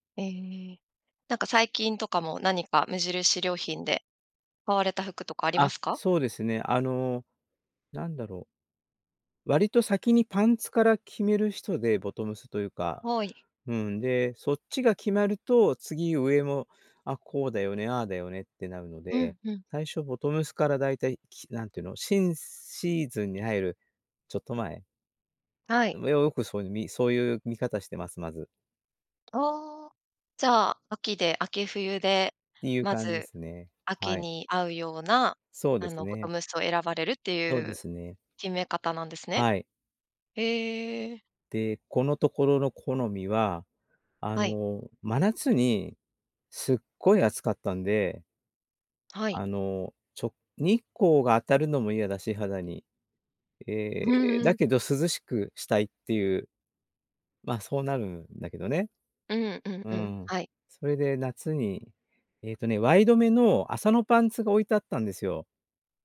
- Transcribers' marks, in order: other background noise
- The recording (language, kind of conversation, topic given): Japanese, podcast, 今の服の好みはどうやって決まった？